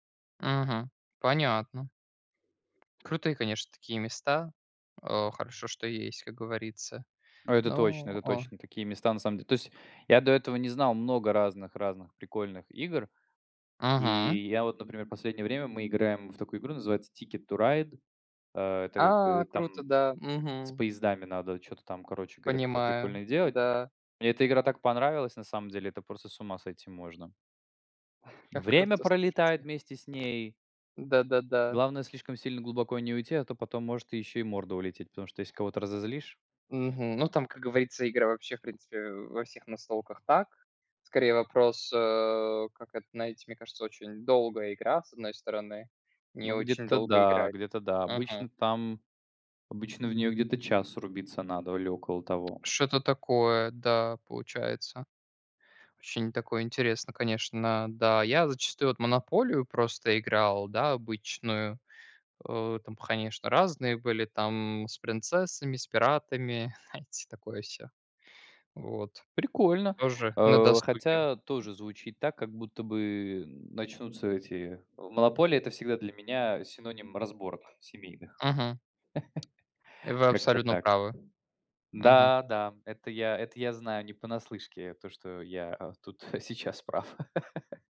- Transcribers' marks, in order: chuckle; tapping; chuckle; chuckle
- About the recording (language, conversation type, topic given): Russian, unstructured, Какие простые способы расслабиться вы знаете и используете?